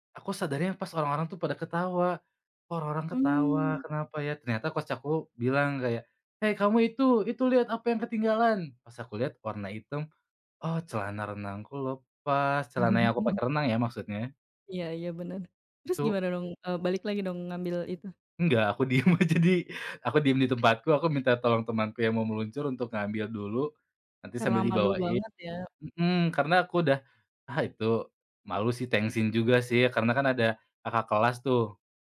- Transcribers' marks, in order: in English: "coach"; laugh; laughing while speaking: "diem aja di"
- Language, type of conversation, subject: Indonesian, podcast, Apa momen paling lucu atau paling aneh yang pernah kamu alami saat sedang menjalani hobimu?